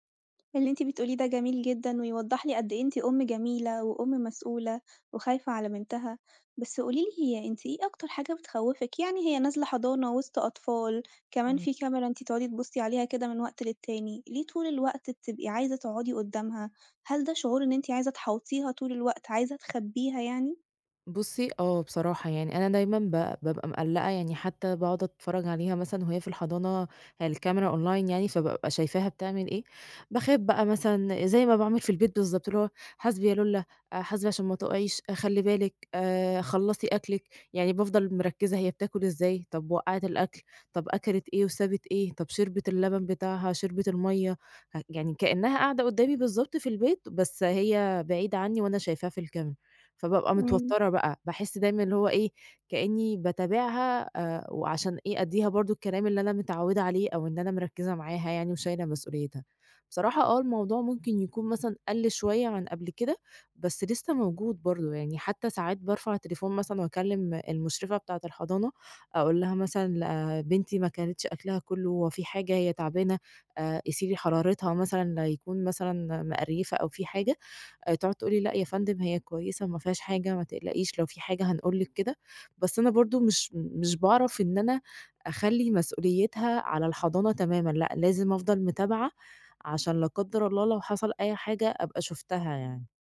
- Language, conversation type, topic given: Arabic, advice, إزاي بتتعامل/ي مع الإرهاق والاحتراق اللي بيجيلك من رعاية مريض أو طفل؟
- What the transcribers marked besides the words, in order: in English: "Online"